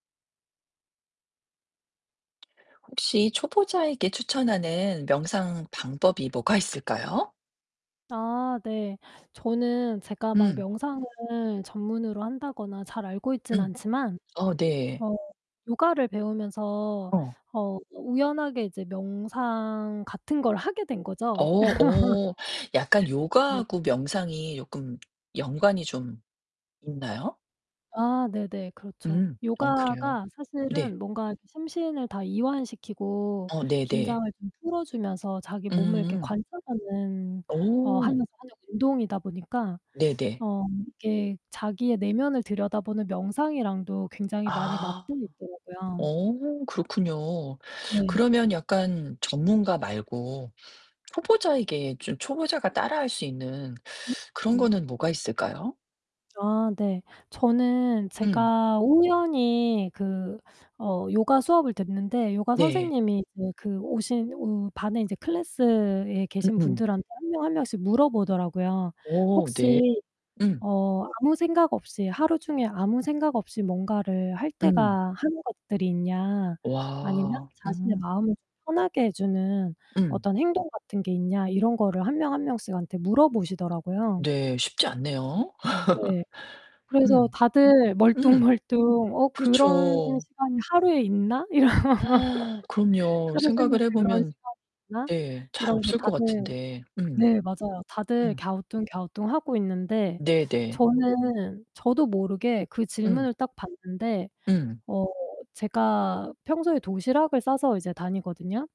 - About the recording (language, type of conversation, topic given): Korean, podcast, 초보자가 시작하기에 좋은 명상 방법은 무엇인가요?
- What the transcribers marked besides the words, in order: distorted speech; other background noise; laugh; tapping; teeth sucking; unintelligible speech; teeth sucking; laugh; laugh; gasp